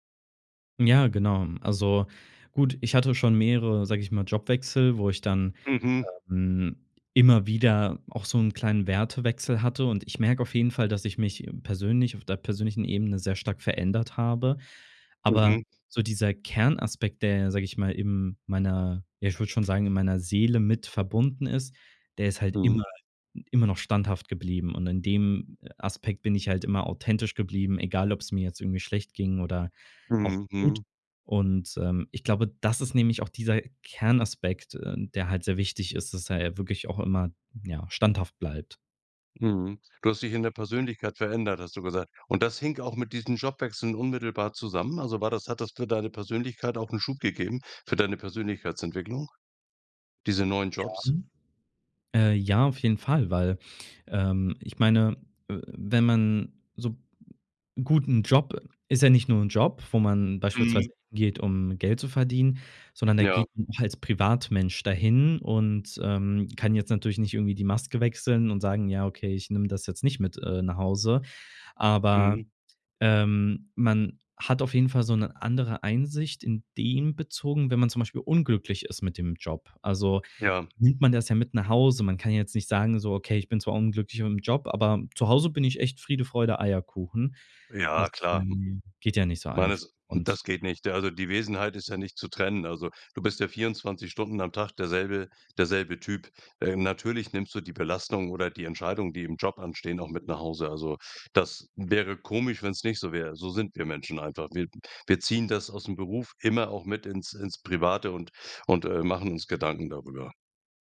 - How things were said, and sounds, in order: unintelligible speech; stressed: "dem"; other background noise
- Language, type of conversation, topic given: German, podcast, Wie bleibst du authentisch, während du dich veränderst?